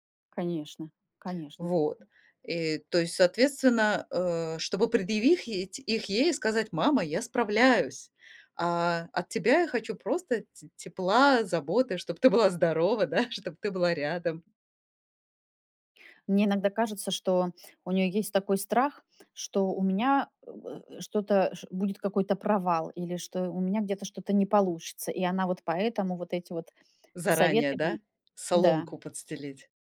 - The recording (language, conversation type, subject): Russian, advice, Как вы справляетесь с постоянной критикой со стороны родителей?
- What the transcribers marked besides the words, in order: tapping; "предъявить" said as "предъявихить"; laughing while speaking: "была здорова, да"